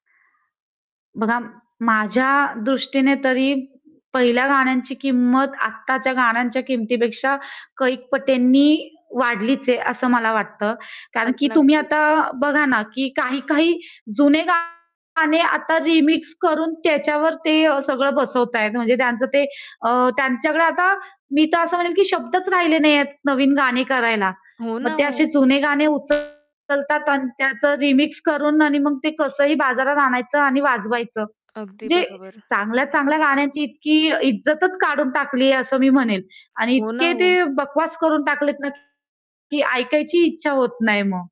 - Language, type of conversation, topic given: Marathi, podcast, तुझ्या आठवणीतलं पहिलं गाणं कोणतं आहे, सांगशील का?
- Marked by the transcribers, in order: other background noise; distorted speech; static